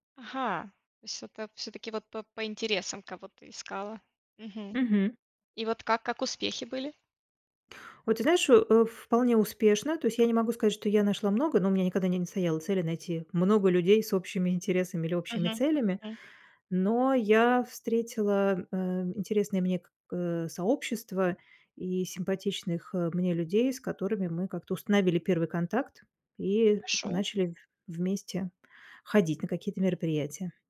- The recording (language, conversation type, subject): Russian, podcast, Как бороться с одиночеством в большом городе?
- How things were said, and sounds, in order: none